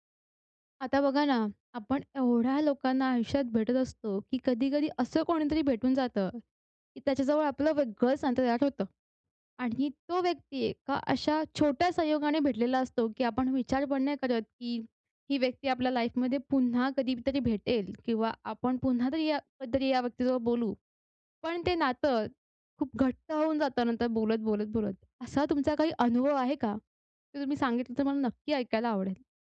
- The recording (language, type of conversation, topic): Marathi, podcast, एखाद्या छोट्या संयोगामुळे प्रेम किंवा नातं सुरू झालं का?
- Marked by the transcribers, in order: unintelligible speech; in English: "लाईफमध्ये"